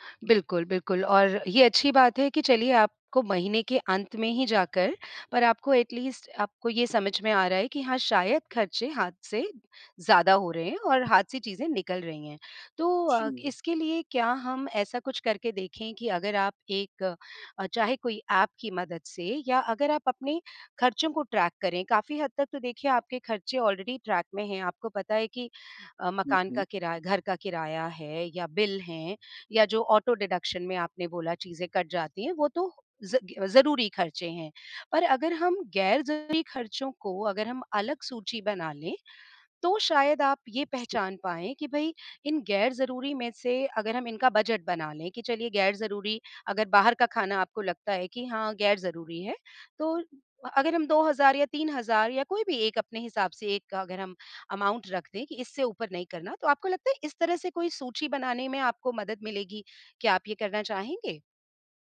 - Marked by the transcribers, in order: in English: "एटलीस्ट"; in English: "ट्रैक"; in English: "ऑलरेडी ट्रैक"; in English: "ऑटो-डिडक्शन"; other background noise; in English: "अमाउंट"
- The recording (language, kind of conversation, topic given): Hindi, advice, महीने के अंत में बचत न बच पाना